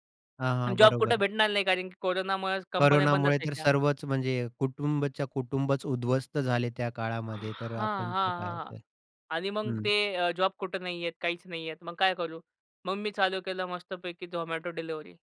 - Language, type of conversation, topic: Marathi, podcast, कुठल्या सवयी बदलल्यामुळे तुमचं आयुष्य सुधारलं, सांगाल का?
- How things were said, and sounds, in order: tapping